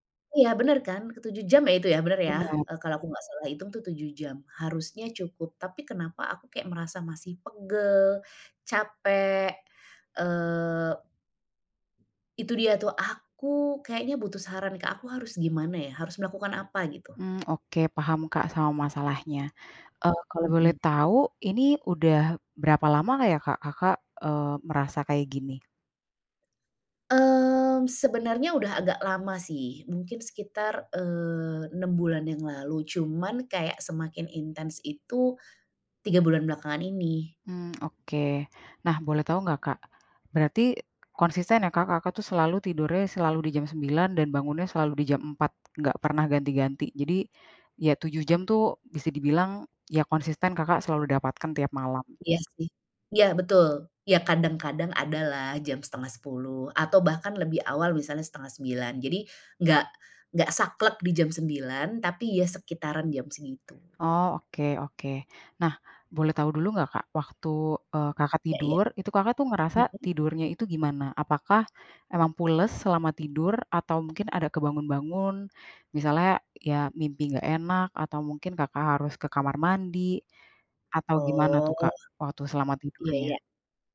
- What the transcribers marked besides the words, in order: other background noise; tapping
- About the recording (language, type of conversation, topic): Indonesian, advice, Mengapa saya bangun merasa lelah meski sudah tidur cukup lama?
- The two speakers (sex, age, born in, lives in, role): female, 30-34, Indonesia, Indonesia, advisor; female, 45-49, Indonesia, Indonesia, user